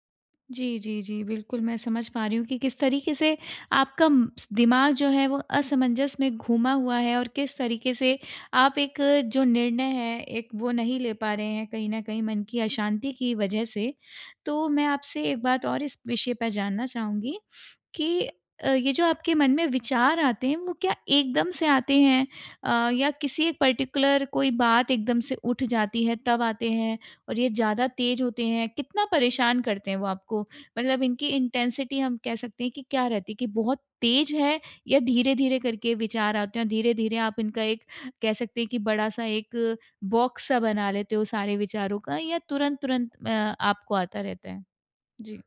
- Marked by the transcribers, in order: in English: "पर्टिकुलर"; in English: "इंटेंसिटी"; in English: "बॉक्स"
- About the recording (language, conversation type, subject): Hindi, advice, मैं मन की उथल-पुथल से अलग होकर शांत कैसे रह सकता हूँ?